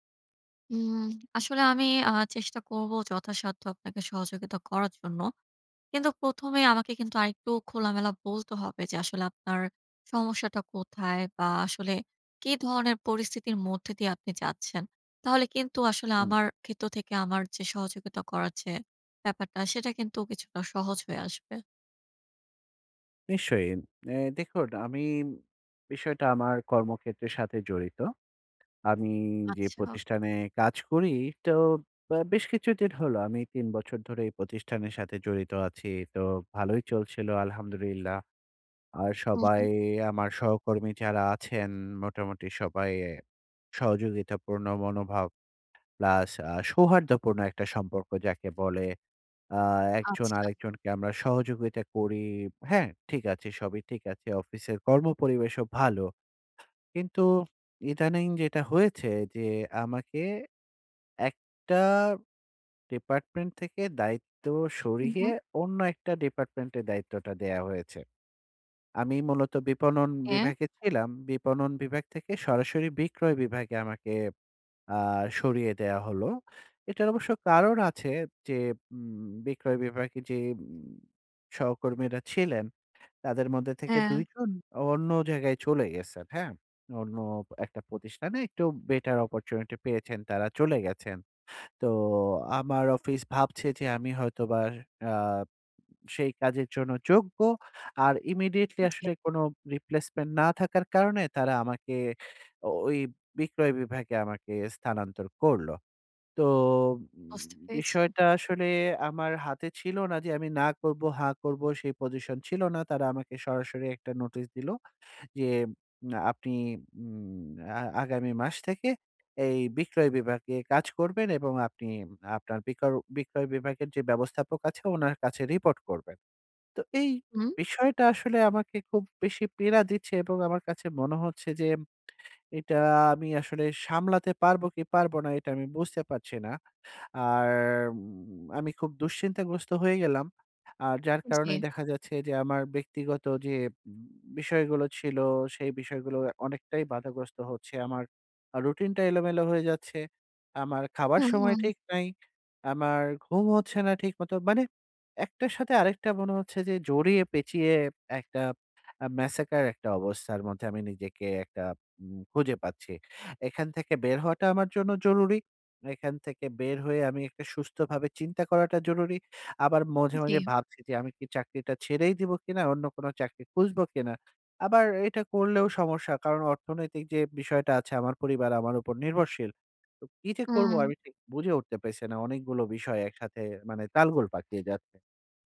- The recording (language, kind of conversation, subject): Bengali, advice, নতুন পরিবর্তনের সাথে মানিয়ে নিতে না পারলে মানসিক শান্তি ধরে রাখতে আমি কীভাবে স্বযত্ন করব?
- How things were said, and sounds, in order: in English: "opportunity"; in English: "Immediately"; in English: "Replacement"; in English: "Massacre"; "মাঝে" said as "মঝে"; "পারছি" said as "পেসি"